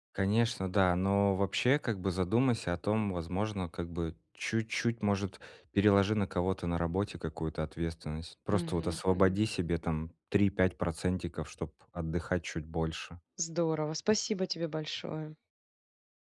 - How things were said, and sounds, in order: none
- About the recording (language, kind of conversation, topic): Russian, advice, Как начать формировать полезные привычки маленькими шагами каждый день?